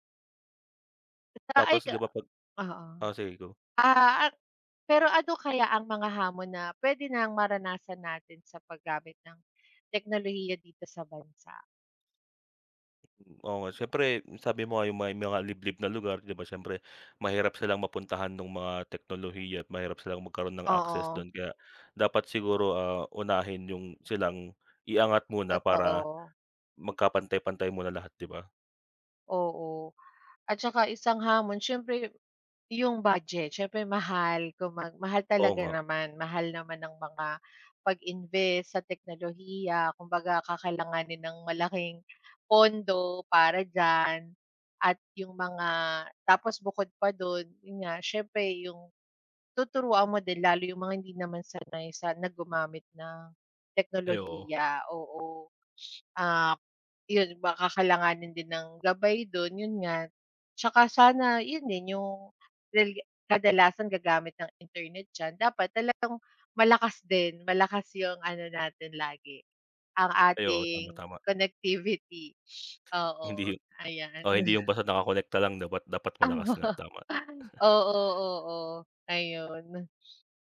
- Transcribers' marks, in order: unintelligible speech; tapping; other background noise; laughing while speaking: "connectivity"; laughing while speaking: "Aba"; chuckle
- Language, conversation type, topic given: Filipino, unstructured, Paano mo nakikita ang magiging kinabukasan ng teknolohiya sa Pilipinas?